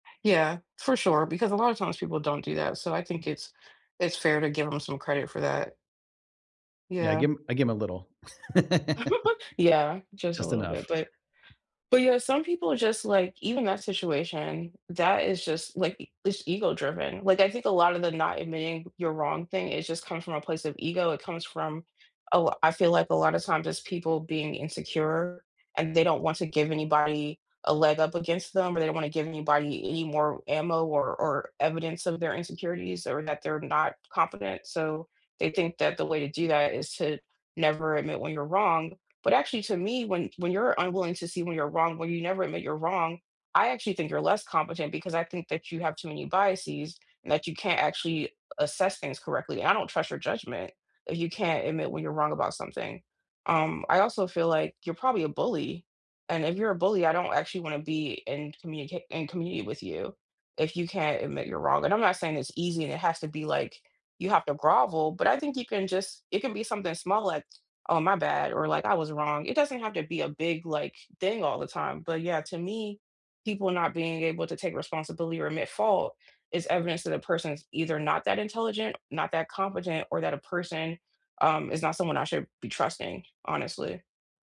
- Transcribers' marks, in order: laugh; other background noise; tapping
- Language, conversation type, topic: English, unstructured, Why do you think some people refuse to take responsibility?
- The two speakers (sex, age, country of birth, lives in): female, 35-39, United States, United States; male, 50-54, United States, United States